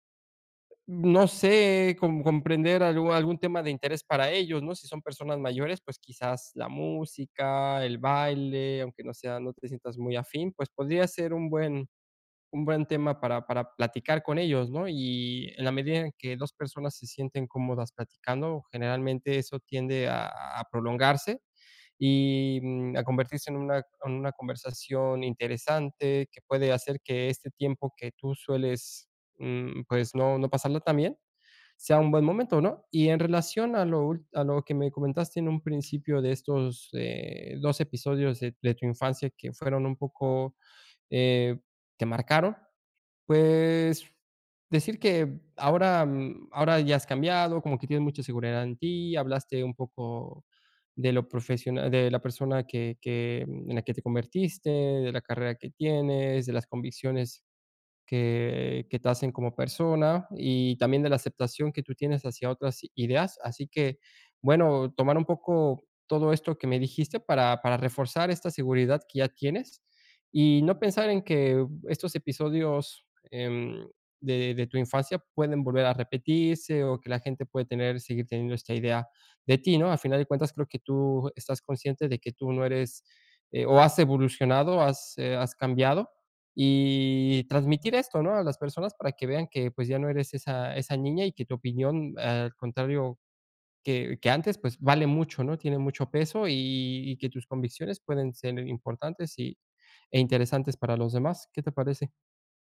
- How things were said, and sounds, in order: other background noise
- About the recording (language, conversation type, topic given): Spanish, advice, ¿Cómo manejar la ansiedad antes de una fiesta o celebración?